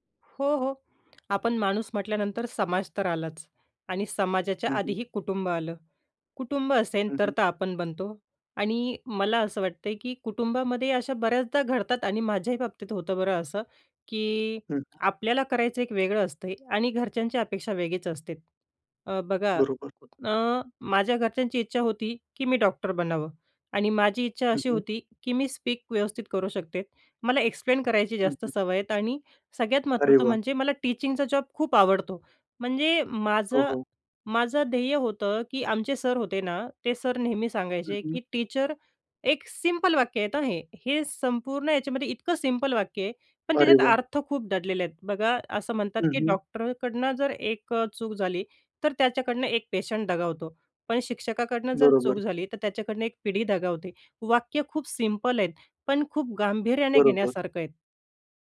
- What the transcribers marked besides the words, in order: fan; other background noise; in English: "स्पीक"; in English: "एक्सप्लेन"; in English: "सिम्पल"; in English: "सिम्पल"; in English: "पेशंट"; in English: "सिम्पल"
- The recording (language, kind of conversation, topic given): Marathi, podcast, मनःस्थिती टिकवण्यासाठी तुम्ही काय करता?